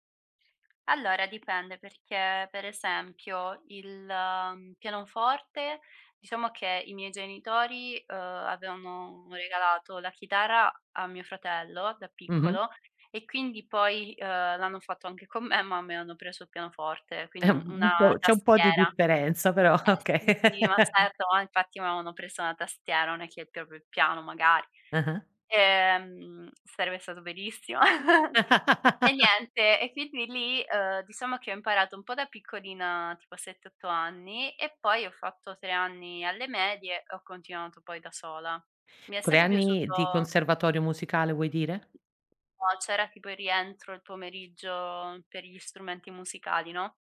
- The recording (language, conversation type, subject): Italian, podcast, In che modo la musica esprime emozioni che non riesci a esprimere a parole?
- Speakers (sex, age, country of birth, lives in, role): female, 25-29, Italy, Italy, guest; female, 40-44, Italy, Italy, host
- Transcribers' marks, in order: other background noise; laughing while speaking: "okay"; laugh; chuckle; laugh